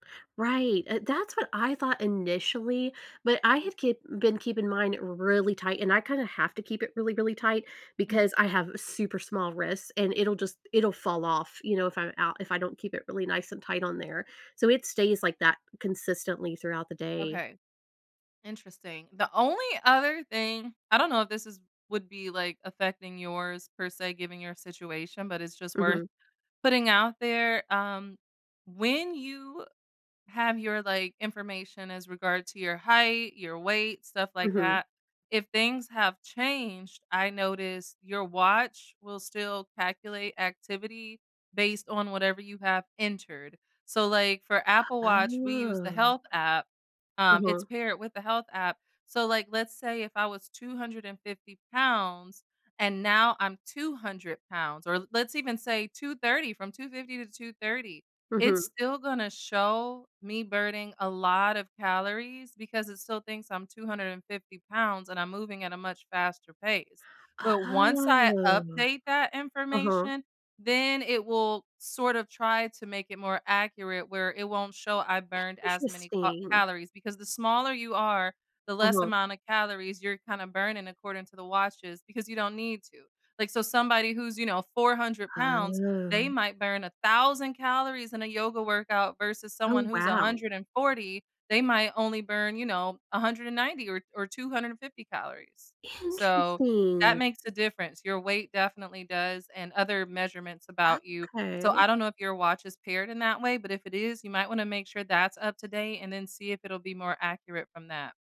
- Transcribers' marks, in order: other background noise; tapping; drawn out: "Oh"; drawn out: "Oh"; drawn out: "Oh"
- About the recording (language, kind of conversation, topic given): English, unstructured, How do I decide to try a new trend, class, or gadget?